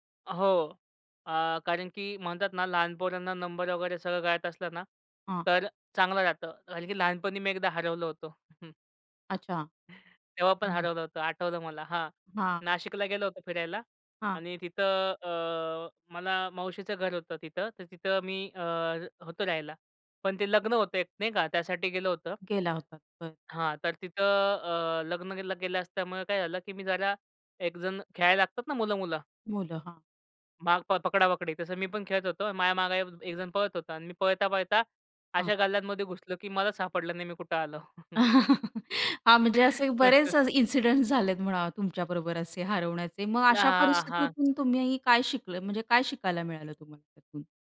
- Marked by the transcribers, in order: chuckle; other noise; unintelligible speech; laugh; chuckle; laugh; in English: "इनसिडेंट"; tapping
- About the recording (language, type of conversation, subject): Marathi, podcast, एकट्याने प्रवास करताना वाट चुकली तर तुम्ही काय करता?